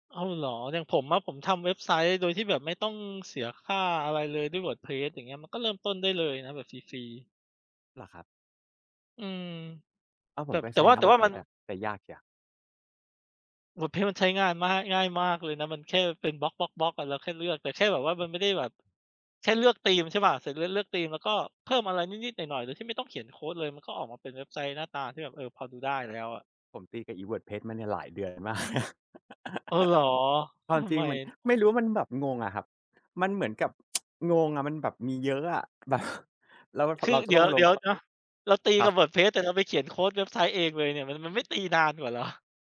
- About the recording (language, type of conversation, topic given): Thai, unstructured, ถ้าคุณอยากชวนให้คนอื่นลองทำงานอดิเรกของคุณ คุณจะบอกเขาว่าอะไร?
- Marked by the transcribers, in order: laughing while speaking: "มาก"; chuckle; tsk; laughing while speaking: "แบบ"